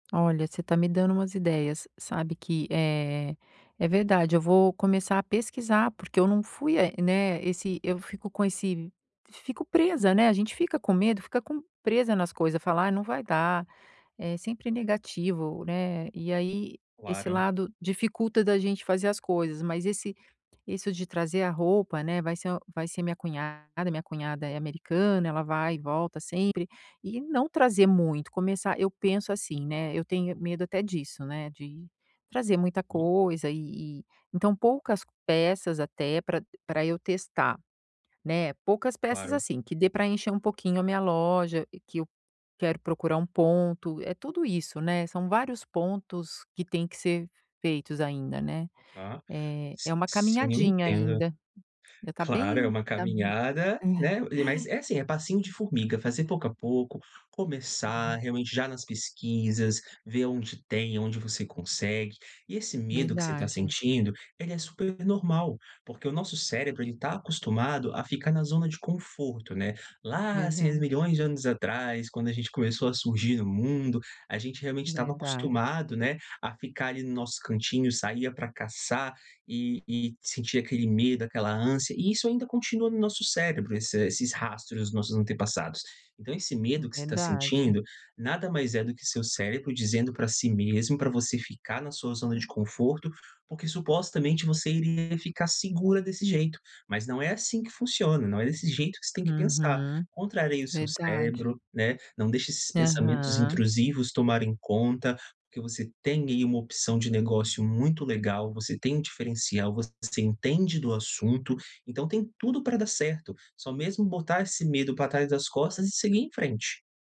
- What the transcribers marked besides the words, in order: tapping; other background noise; "Contraria" said as "Contrareia"
- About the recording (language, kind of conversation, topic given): Portuguese, advice, Como posso superar o medo de começar um hobby novo?